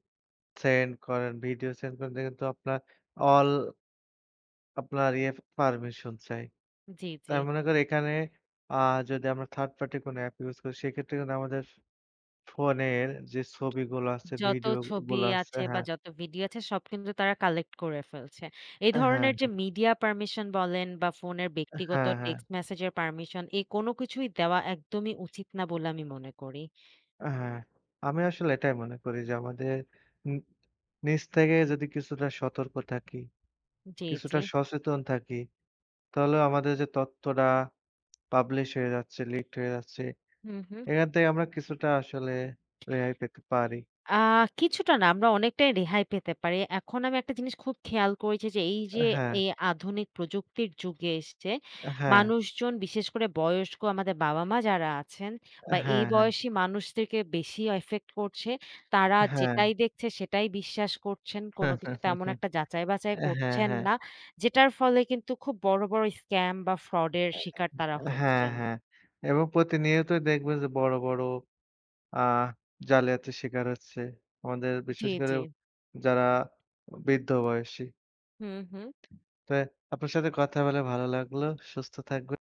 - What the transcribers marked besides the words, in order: "ইয়ে" said as "ইএফ"; "এখানে" said as "একানে"; in English: "third party"; chuckle; "যাচাই-বাছাই" said as "বাচাই"; in English: "scam"; in English: "fraud"
- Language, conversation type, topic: Bengali, unstructured, বড় বড় প্রযুক্তি কোম্পানিগুলো কি আমাদের ব্যক্তিগত তথ্য নিয়ে অন্যায় করছে?